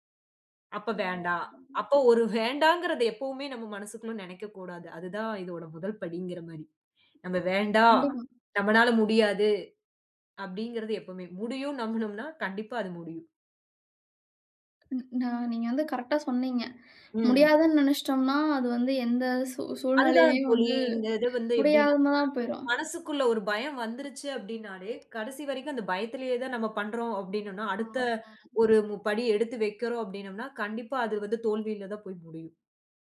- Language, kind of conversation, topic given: Tamil, podcast, புதிய ஆர்வத்தைத் தொடங்கியபோது உங்களுக்கு என்னென்ன தடைகள் வந்தன?
- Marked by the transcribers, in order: other noise; laughing while speaking: "வேண்டாங்கிறத"; tapping; trusting: "முடியும்ன்னு நம்பினோம்னா, கண்டிப்பா அது முடியும்"; "முடியாம" said as "முடியாதம"; unintelligible speech